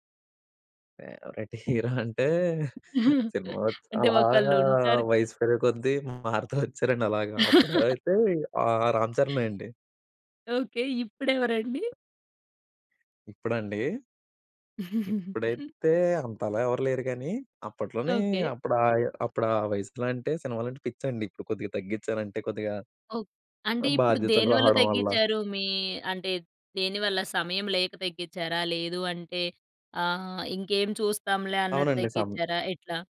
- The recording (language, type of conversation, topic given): Telugu, podcast, సినిమాలపై నీ ప్రేమ ఎప్పుడు, ఎలా మొదలైంది?
- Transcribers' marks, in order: laughing while speaking: "హీరో అంటే"; in English: "హీరో"; chuckle; laugh; other background noise; giggle